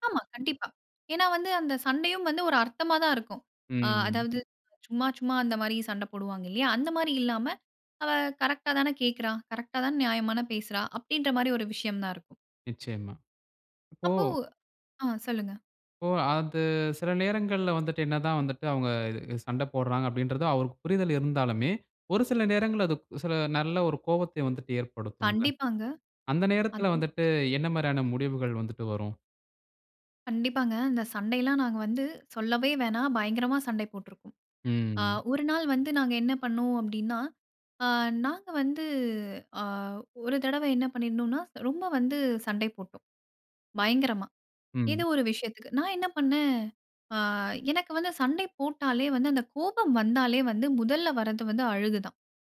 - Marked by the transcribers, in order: other background noise
- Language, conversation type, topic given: Tamil, podcast, தீவிரமான சண்டைக்குப் பிறகு உரையாடலை எப்படி தொடங்குவீர்கள்?